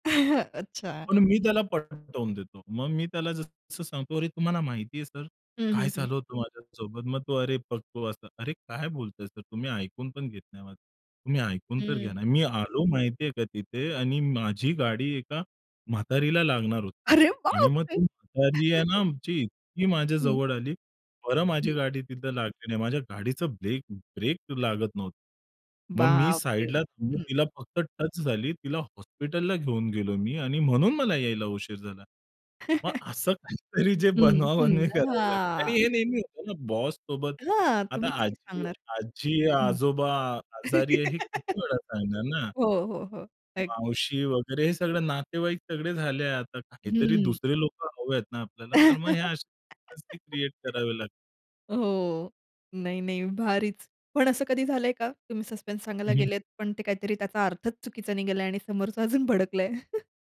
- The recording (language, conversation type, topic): Marathi, podcast, कथा सांगताना सस्पेन्स कसा तयार करता?
- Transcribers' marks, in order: chuckle; other background noise; surprised: "अरे बापरे!"; chuckle; chuckle; laughing while speaking: "काहीतरी जे बनवाबनवी करावी"; giggle; chuckle; unintelligible speech; in English: "सस्पेन्स"; chuckle